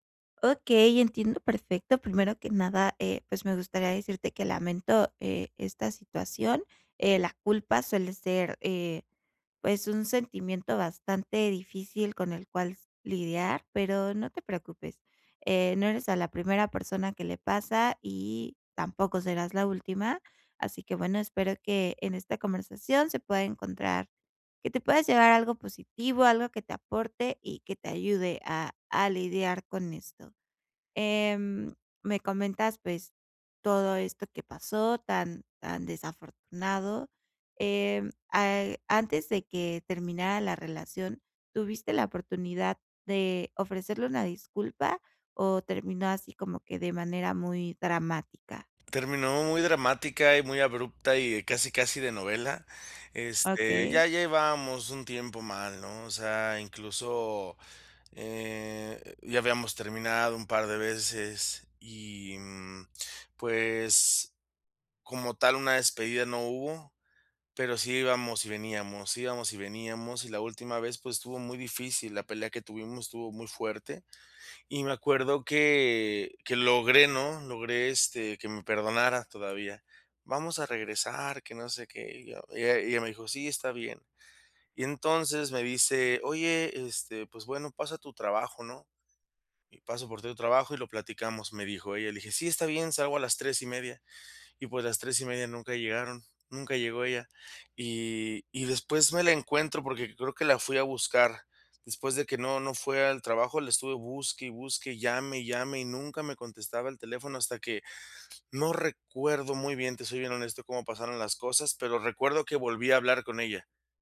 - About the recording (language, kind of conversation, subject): Spanish, advice, ¿Cómo puedo pedir disculpas de forma sincera y asumir la responsabilidad?
- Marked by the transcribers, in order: tapping